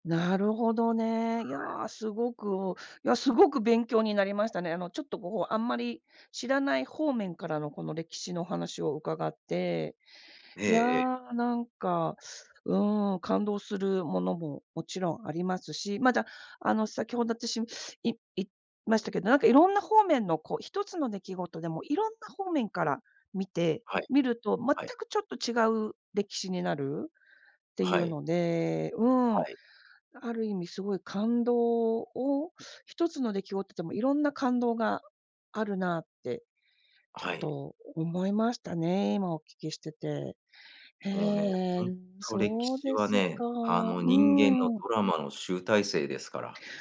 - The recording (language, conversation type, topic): Japanese, unstructured, 歴史上の出来事で特に心を動かされたものはありますか？
- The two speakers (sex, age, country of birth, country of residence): female, 50-54, Japan, United States; male, 45-49, Japan, United States
- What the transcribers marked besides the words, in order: other background noise